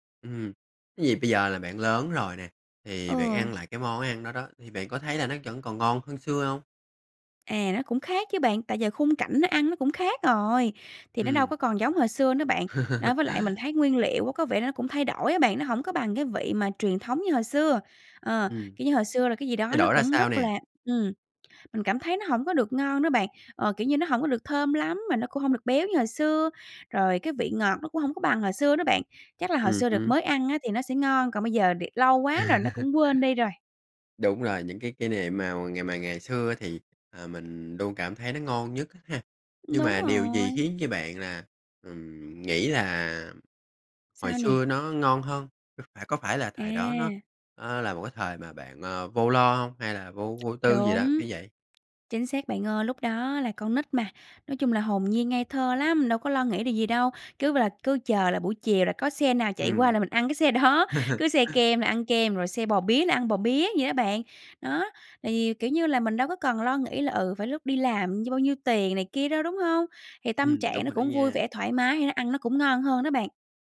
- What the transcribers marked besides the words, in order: tapping; laugh; laugh; other background noise; other noise; laughing while speaking: "xe đó"; laugh
- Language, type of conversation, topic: Vietnamese, podcast, Bạn có thể kể một kỷ niệm ăn uống thời thơ ấu của mình không?